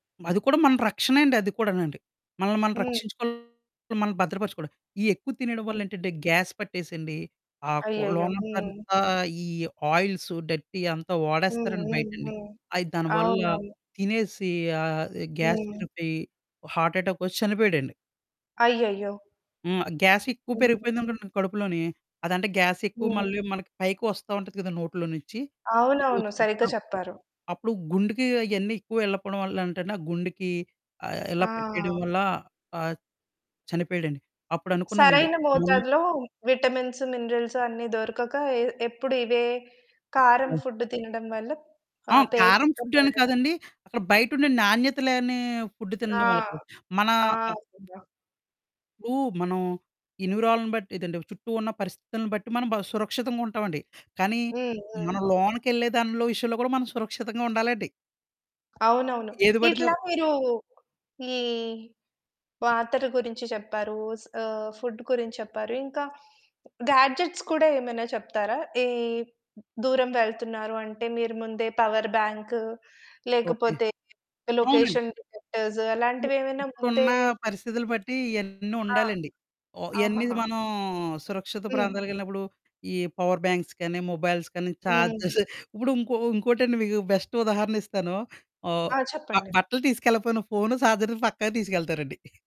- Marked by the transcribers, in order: other background noise; distorted speech; in English: "గ్యాస్"; static; in English: "డిర్టీ"; in English: "గ్యాస్"; in English: "హార్ట్"; in English: "గ్యాస్"; in English: "గ్యాస్"; in English: "విటమిన్స్, మినరల్స్"; in English: "ఫుడ్"; in English: "ఫుడ్"; in English: "ఫుడ్"; in English: "ఫుడ్"; in English: "గాడ్జెట్స్"; in English: "లొకేషన్ డిటెక్టర్స్"; in English: "పవర్ బ్యాంక్స్"; in English: "మొబైల్స్"; in English: "చార్జర్స్"; giggle; in English: "బెస్ట్"; giggle
- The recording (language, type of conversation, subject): Telugu, podcast, సురక్షత కోసం మీరు సాధారణంగా ఏ నియమాలను పాటిస్తారు?